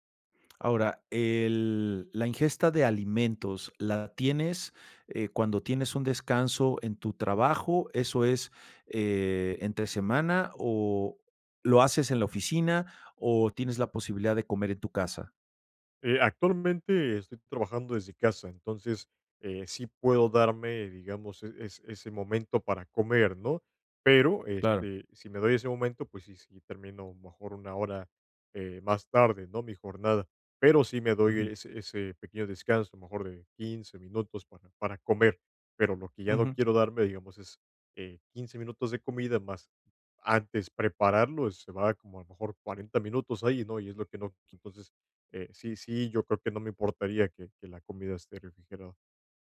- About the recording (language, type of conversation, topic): Spanish, advice, ¿Cómo puedo organizarme mejor si no tengo tiempo para preparar comidas saludables?
- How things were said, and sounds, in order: none